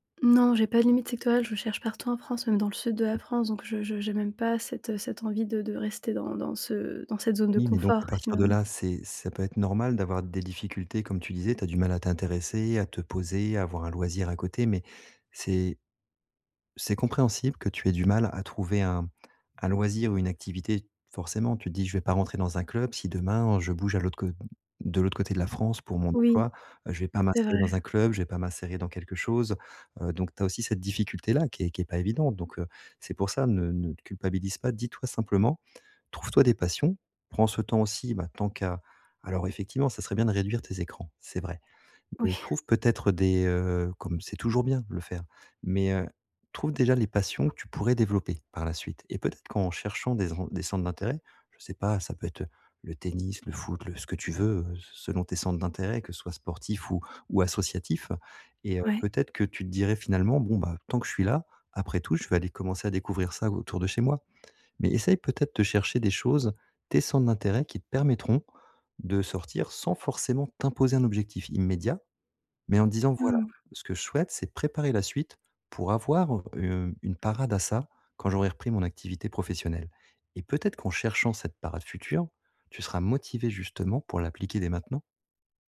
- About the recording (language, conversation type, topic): French, advice, Comment puis-je sortir de l’ennui et réduire le temps que je passe sur mon téléphone ?
- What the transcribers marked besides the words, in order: tapping; other background noise